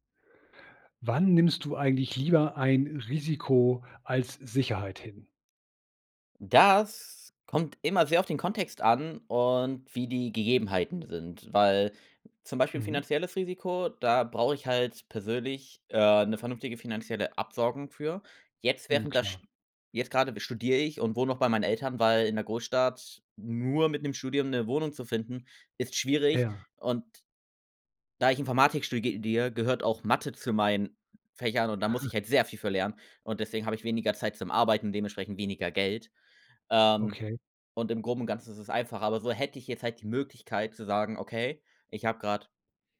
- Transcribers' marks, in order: drawn out: "Das"; "Absicherung" said as "Absorgung"; "studiere" said as "sturgedier"; other noise
- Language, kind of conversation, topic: German, podcast, Wann gehst du lieber ein Risiko ein, als auf Sicherheit zu setzen?